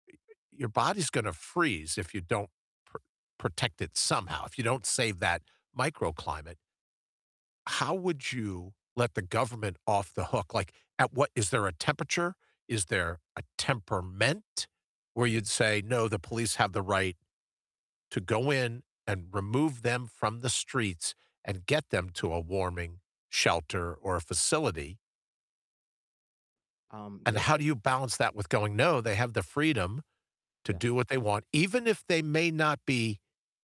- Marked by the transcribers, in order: other noise; other background noise; stressed: "temperament"
- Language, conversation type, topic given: English, unstructured, How can people help solve homelessness in their area?